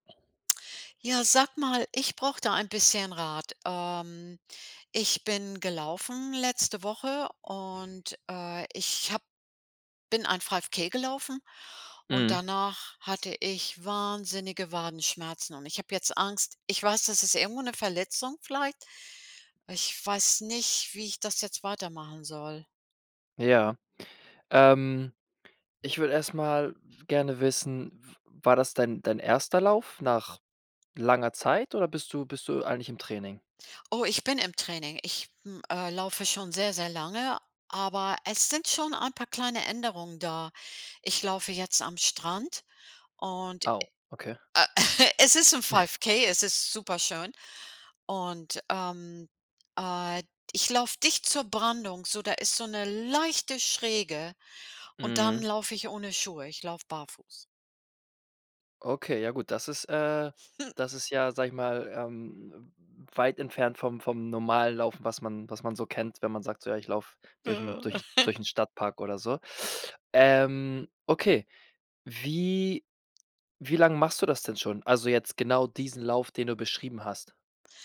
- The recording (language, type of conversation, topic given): German, advice, Wie kann ich mit der Angst umgehen, mich beim Training zu verletzen?
- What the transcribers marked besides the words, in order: in English: "5K"; chuckle; other noise; in English: "5K"; chuckle; chuckle